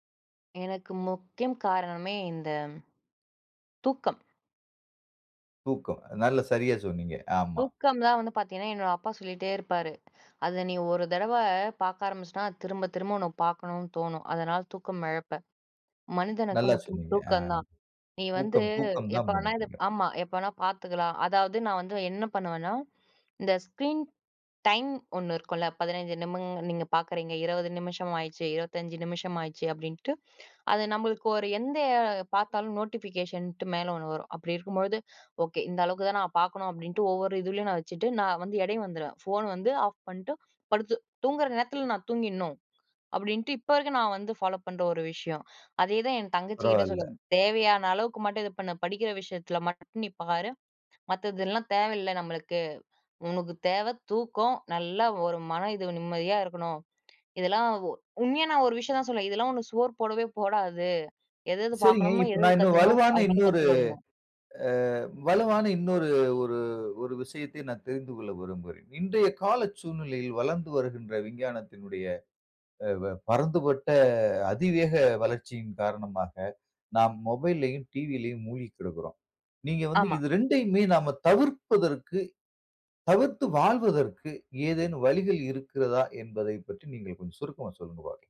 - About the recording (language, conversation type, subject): Tamil, podcast, வீட்டில் கைபேசி, தொலைக்காட்சி போன்றவற்றைப் பயன்படுத்துவதற்கு நீங்கள் எந்த விதிமுறைகள் வைத்திருக்கிறீர்கள்?
- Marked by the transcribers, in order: in English: "ஸ்க்ரீன் டைம்"; in English: "நோட்டிஃபிகேஷன்"; other background noise